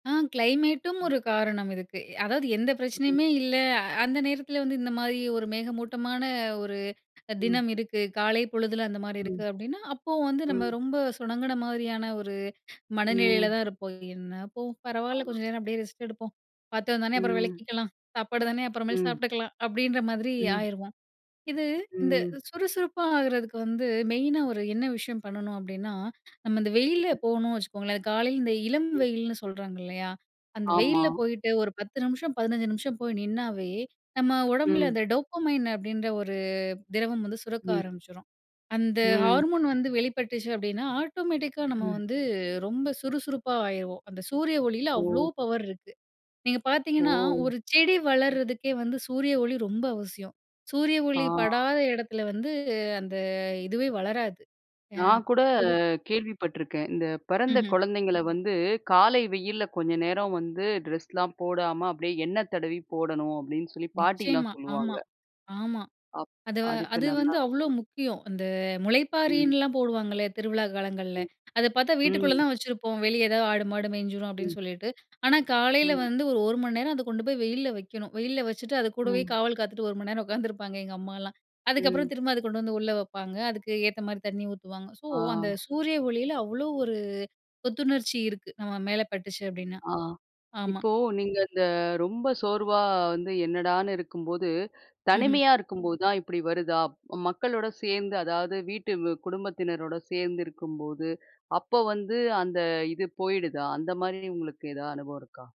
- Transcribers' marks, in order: other noise; other background noise; tapping; in English: "டோப்பமைன்"; in English: "ஹார்மோன்"; in English: "ஆட்டோமேட்டிக்கா"; chuckle
- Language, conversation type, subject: Tamil, podcast, ஒரு நாள் முழுவதும் ஈர்ப்பு இல்லாமல் இருந்தால் நீங்கள் என்ன செய்வீர்கள்?